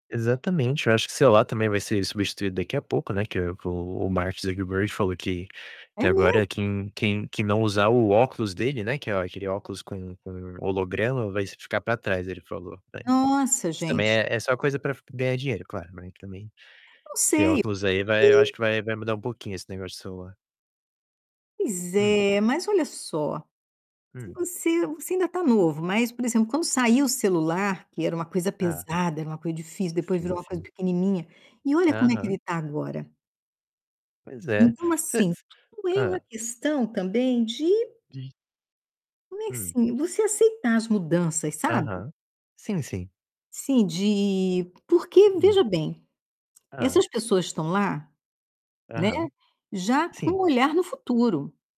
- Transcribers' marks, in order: distorted speech; unintelligible speech; tapping; other background noise
- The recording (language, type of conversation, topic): Portuguese, unstructured, O que mais te anima em relação ao futuro?